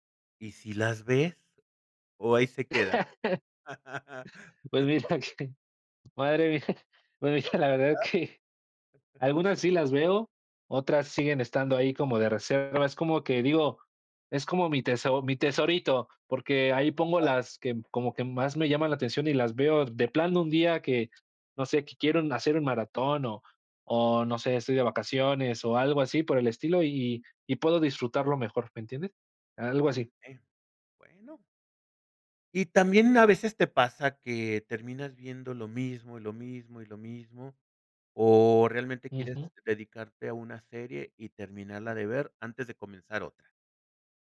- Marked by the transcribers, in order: laugh; laugh; laughing while speaking: "mira que, madre mía, pues mira, la verdad es que"; chuckle; tapping
- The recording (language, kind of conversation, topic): Spanish, podcast, ¿Cómo eliges qué ver en plataformas de streaming?